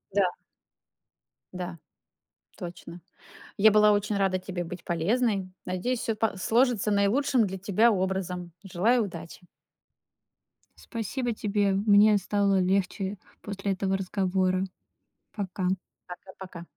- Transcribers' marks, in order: none
- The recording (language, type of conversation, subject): Russian, advice, Как мне решить, стоит ли расстаться или взять перерыв в отношениях?